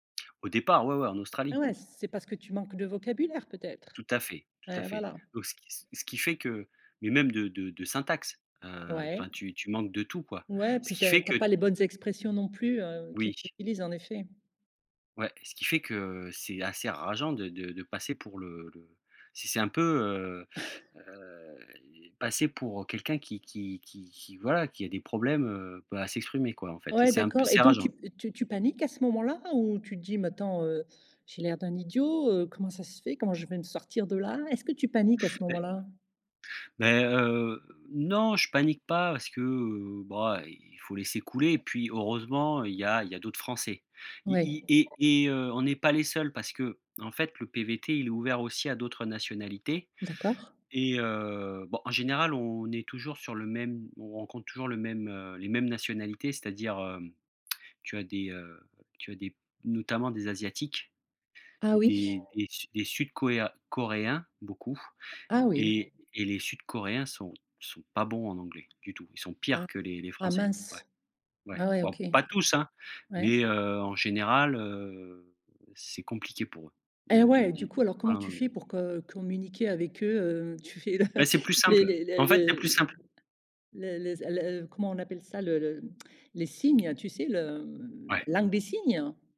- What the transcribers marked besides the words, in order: chuckle; other background noise; stressed: "pires"; stressed: "pas"; laughing while speaking: "tu fais"; tapping
- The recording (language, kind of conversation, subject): French, podcast, Comment gères-tu la barrière de la langue quand tu te perds ?
- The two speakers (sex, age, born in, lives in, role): female, 55-59, France, Portugal, host; male, 40-44, France, France, guest